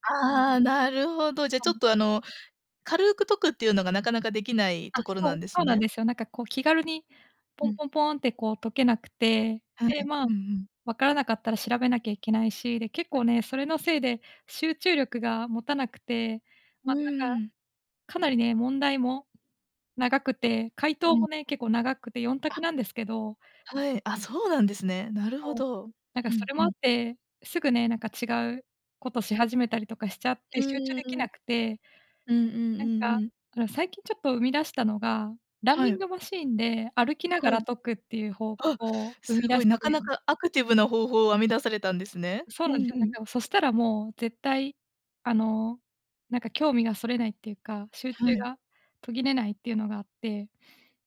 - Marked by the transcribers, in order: none
- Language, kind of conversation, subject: Japanese, advice, 複数の目標があって優先順位をつけられず、混乱してしまうのはなぜですか？